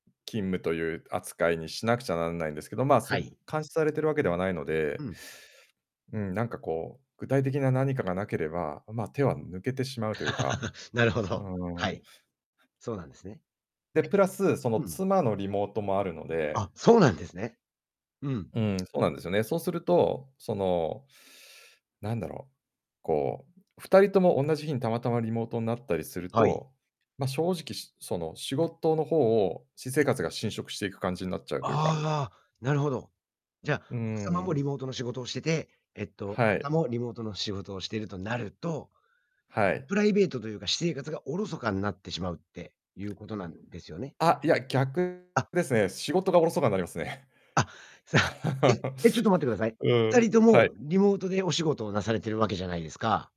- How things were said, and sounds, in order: laugh; other background noise; distorted speech; laugh
- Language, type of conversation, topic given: Japanese, podcast, 仕事と私生活のバランスをどう取っていますか？